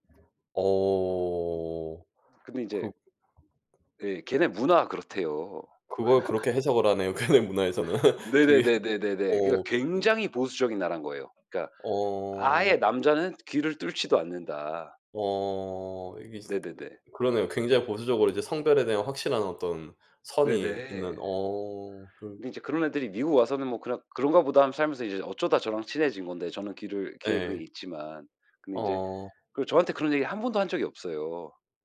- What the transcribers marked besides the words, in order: other background noise; laugh; laughing while speaking: "걔네 문화에서는. 그게"
- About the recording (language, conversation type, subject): Korean, unstructured, 문화 차이 때문에 생겼던 재미있는 일이 있나요?